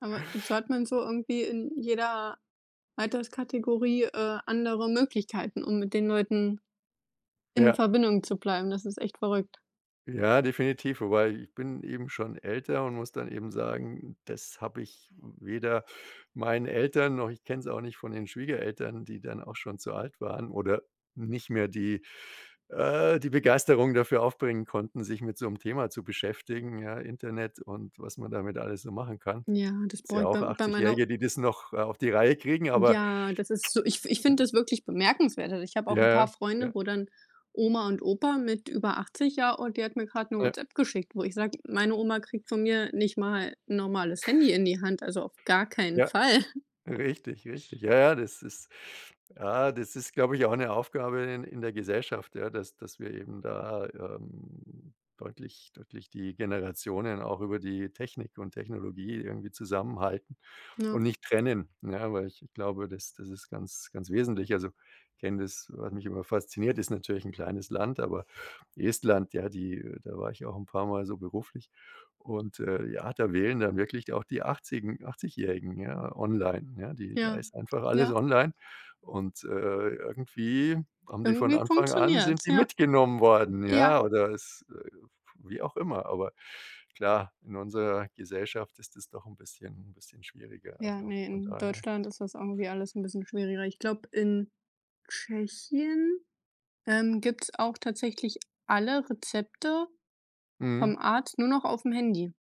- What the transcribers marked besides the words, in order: other background noise; other noise; snort; chuckle; drawn out: "ähm"
- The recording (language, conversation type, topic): German, unstructured, Wie wichtig sind Familie und Freunde in deinem Leben?